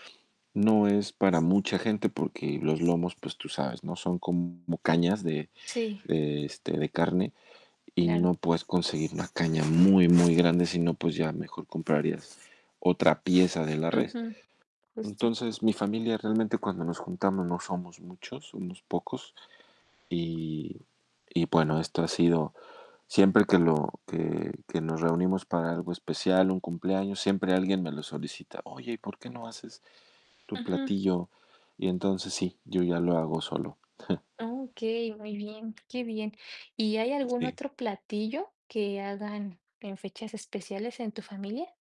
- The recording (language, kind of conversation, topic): Spanish, unstructured, ¿Tienes algún platillo especial para ocasiones importantes?
- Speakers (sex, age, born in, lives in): female, 30-34, Mexico, Mexico; male, 45-49, Mexico, Mexico
- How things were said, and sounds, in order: distorted speech; other background noise; chuckle; static